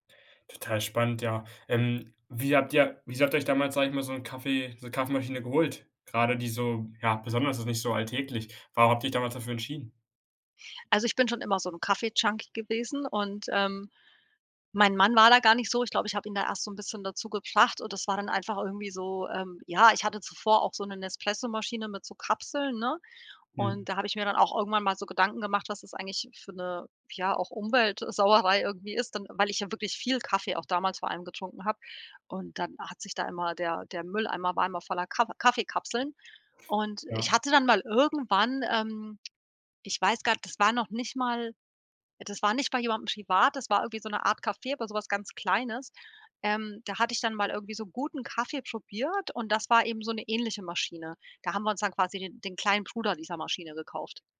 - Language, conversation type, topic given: German, podcast, Welche kleinen Alltagsfreuden gehören bei dir dazu?
- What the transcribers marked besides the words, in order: other background noise